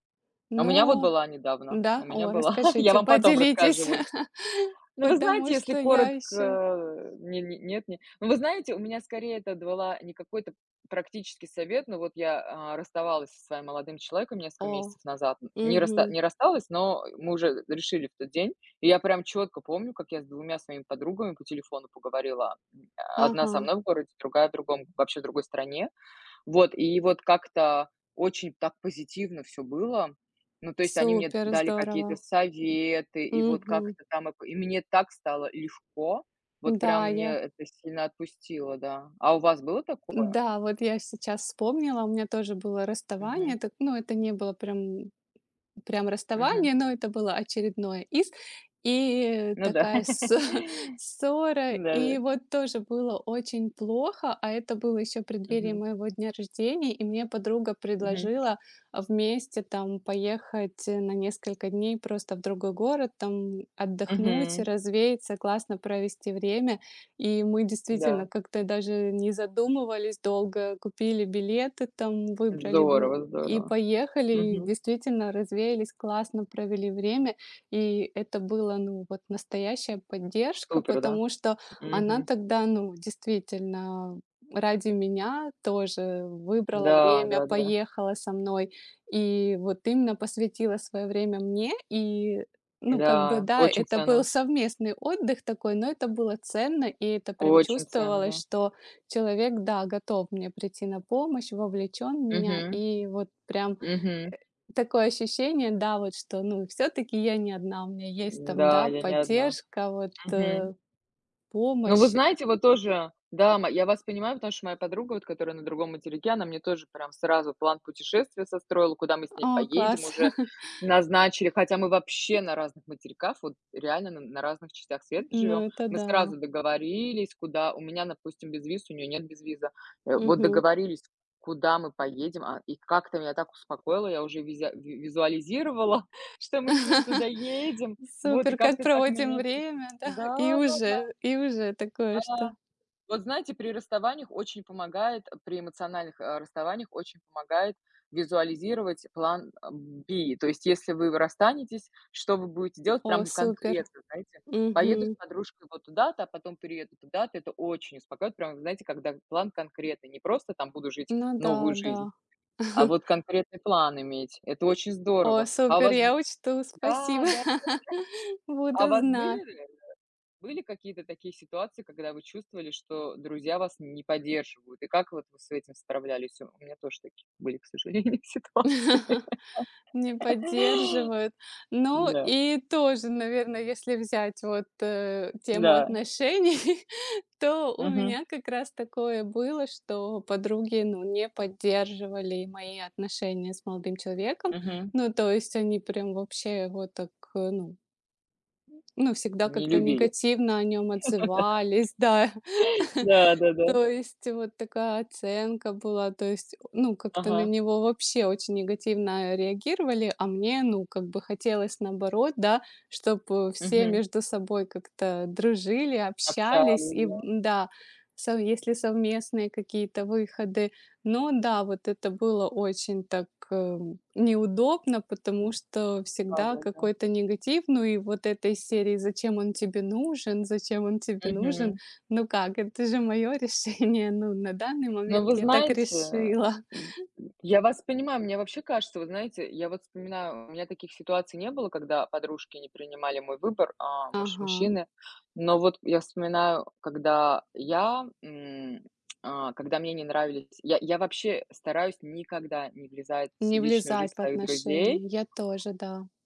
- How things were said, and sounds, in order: laughing while speaking: "была"; laughing while speaking: "поделитесь"; laugh; chuckle; laugh; stressed: "вообще"; laugh; laughing while speaking: "визуализировала"; in English: "B"; chuckle; laugh; laugh; laughing while speaking: "ситуации"; laugh; chuckle; other background noise; laughing while speaking: "Да"; laugh; laughing while speaking: "решение"; laughing while speaking: "решила"
- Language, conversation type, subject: Russian, unstructured, Почему для тебя важна поддержка друзей?